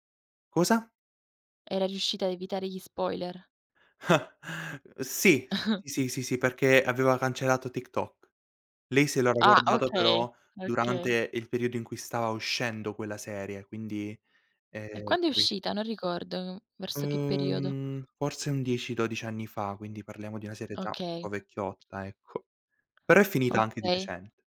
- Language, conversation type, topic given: Italian, podcast, Qual è una serie televisiva che consigli sempre ai tuoi amici?
- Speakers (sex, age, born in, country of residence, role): female, 20-24, Italy, Italy, host; male, 18-19, Italy, Italy, guest
- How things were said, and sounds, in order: laughing while speaking: "Ah"; chuckle; other background noise; drawn out: "Uhm"; tapping